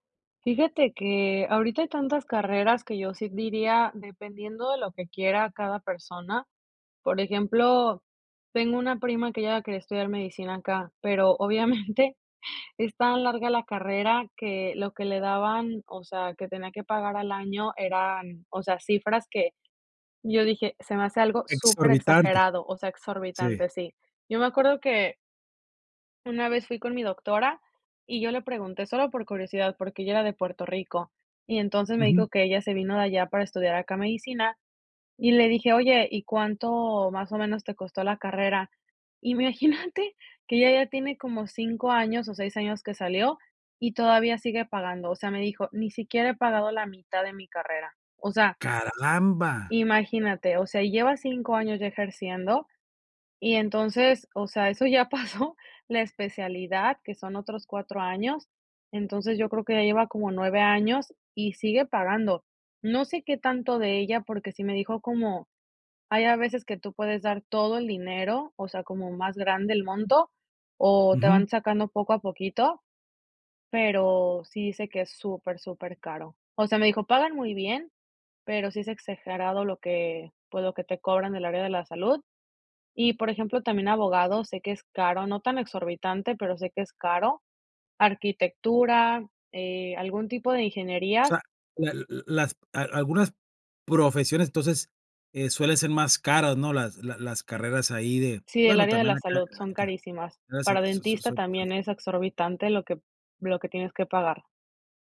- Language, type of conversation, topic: Spanish, podcast, ¿Qué opinas de endeudarte para estudiar y mejorar tu futuro?
- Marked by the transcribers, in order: laughing while speaking: "obviamente"; laughing while speaking: "imagínate"; laughing while speaking: "pasó"